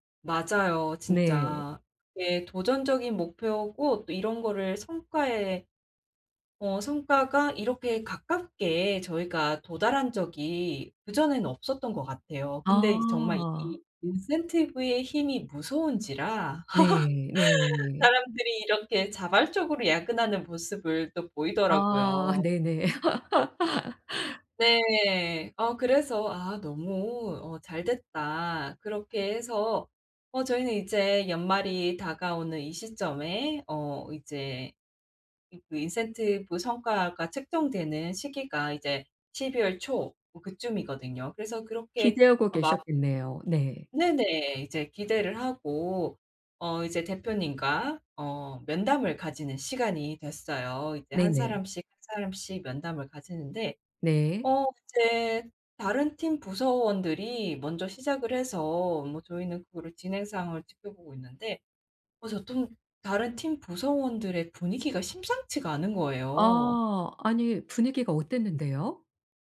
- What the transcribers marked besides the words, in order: laugh; laugh; tapping; other background noise
- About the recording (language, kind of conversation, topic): Korean, advice, 직장에서 관행처럼 굳어진 불공정한 처우에 실무적으로 안전하게 어떻게 대응해야 할까요?